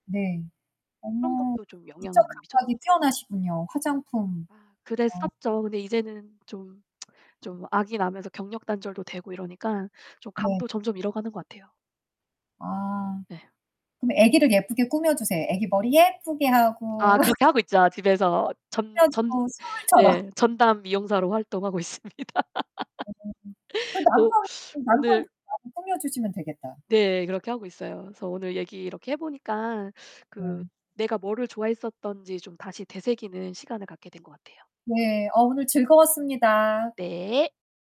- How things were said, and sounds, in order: distorted speech; tsk; other background noise; laugh; unintelligible speech; laughing while speaking: "있습니다"; laugh; unintelligible speech
- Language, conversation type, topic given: Korean, unstructured, 학교에서 가장 좋아했던 과목은 무엇인가요?